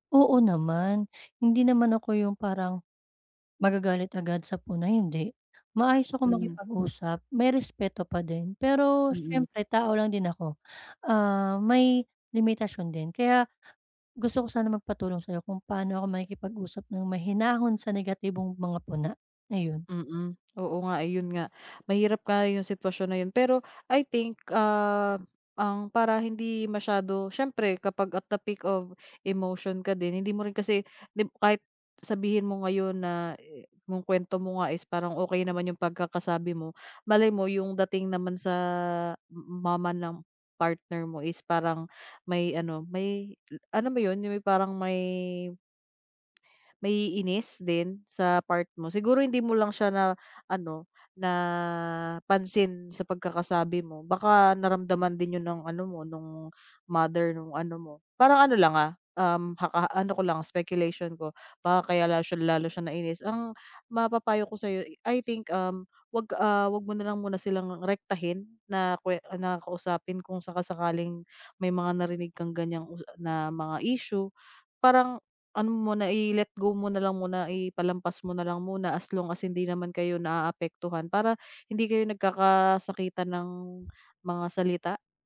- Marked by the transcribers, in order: tapping; other background noise; in English: "at the peak of emotion"
- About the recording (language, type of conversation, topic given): Filipino, advice, Paano ako makikipag-usap nang mahinahon at magalang kapag may negatibong puna?
- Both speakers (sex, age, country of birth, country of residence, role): female, 30-34, United Arab Emirates, Philippines, advisor; female, 35-39, Philippines, Philippines, user